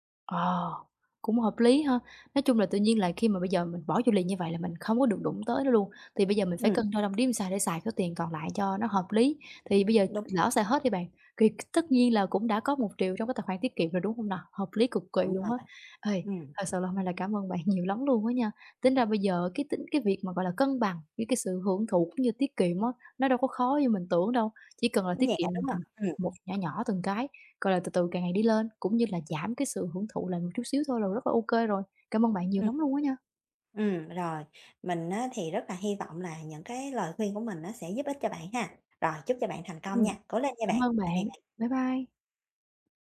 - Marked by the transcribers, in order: other background noise; tapping; laughing while speaking: "bạn"
- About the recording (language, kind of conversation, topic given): Vietnamese, advice, Làm sao để cân bằng giữa việc hưởng thụ hiện tại và tiết kiệm dài hạn?